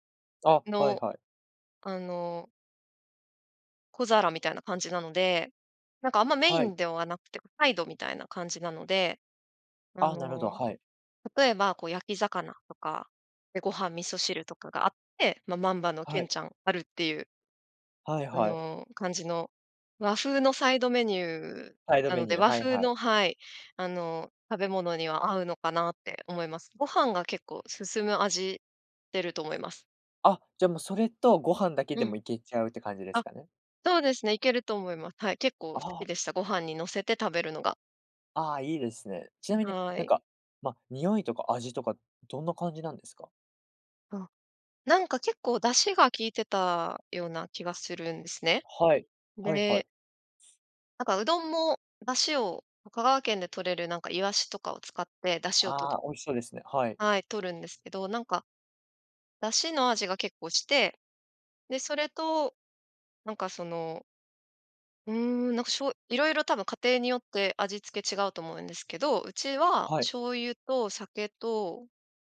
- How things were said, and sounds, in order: other noise; other background noise
- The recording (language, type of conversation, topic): Japanese, podcast, おばあちゃんのレシピにはどんな思い出がありますか？